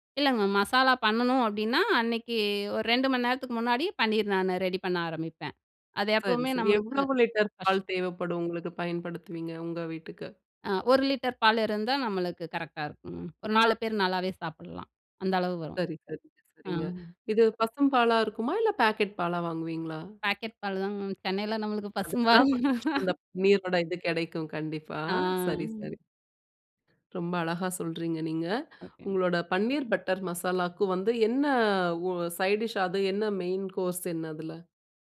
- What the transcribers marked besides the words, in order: other background noise; unintelligible speech; laugh; in English: "சைட் டிஷ்?"; in English: "மெயின் கோர்ஸ்"
- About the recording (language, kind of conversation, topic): Tamil, podcast, விருந்தினர்களுக்கு உணவு தயாரிக்கும் போது உங்களுக்கு முக்கியமானது என்ன?